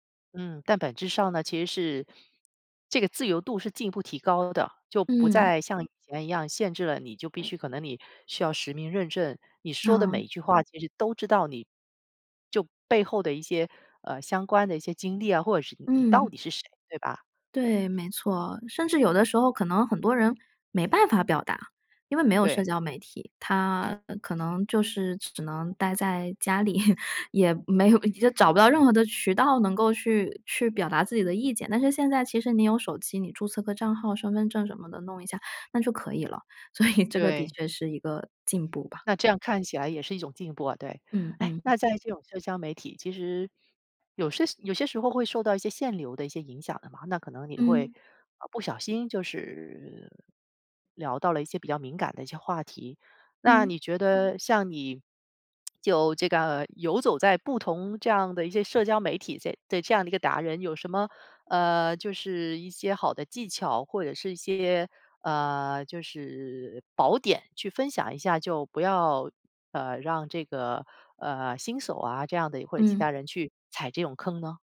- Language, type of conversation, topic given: Chinese, podcast, 社交媒体怎样改变你的表达？
- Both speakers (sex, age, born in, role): female, 30-34, China, guest; female, 45-49, China, host
- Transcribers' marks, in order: tapping; other noise; chuckle; laughing while speaking: "所以"; lip smack; "这" said as "zei"; "这" said as "贼"